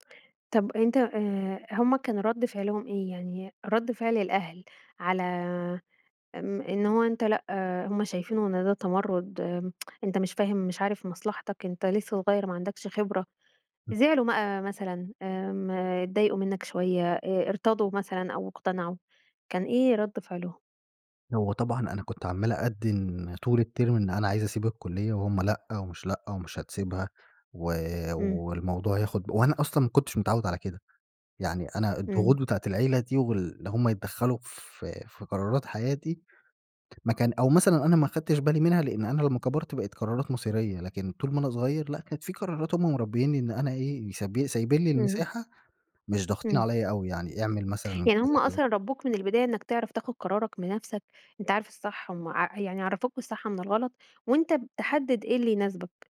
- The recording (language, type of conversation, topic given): Arabic, podcast, إزاي بتتعامل مع ضغط العيلة على قراراتك؟
- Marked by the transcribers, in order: tsk; unintelligible speech; "مَقى" said as "بقى"